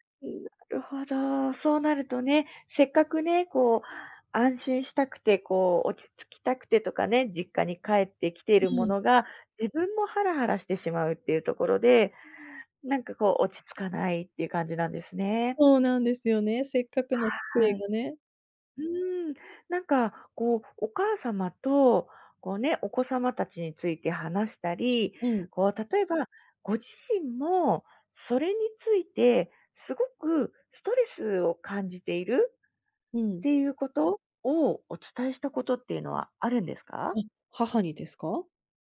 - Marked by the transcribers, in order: none
- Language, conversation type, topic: Japanese, advice, 旅行中に不安やストレスを感じたとき、どうすれば落ち着けますか？